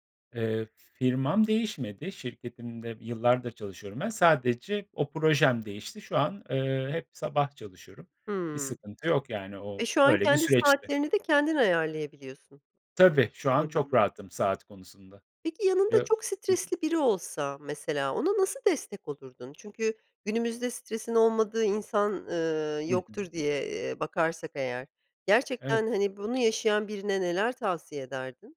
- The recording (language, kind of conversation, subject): Turkish, podcast, Stresle başa çıkarken kullandığın yöntemler neler?
- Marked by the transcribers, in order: none